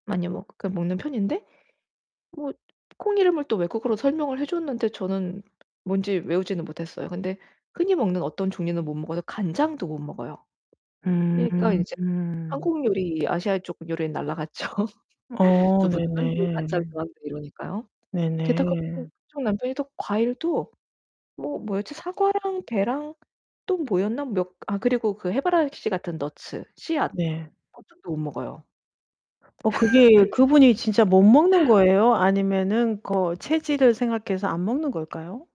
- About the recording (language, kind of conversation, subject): Korean, advice, 초대를 정중히 거절하고 자연스럽게 빠지는 방법
- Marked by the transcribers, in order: tapping; other background noise; distorted speech; laughing while speaking: "날라갔죠"; in English: "넛츠"; unintelligible speech; laugh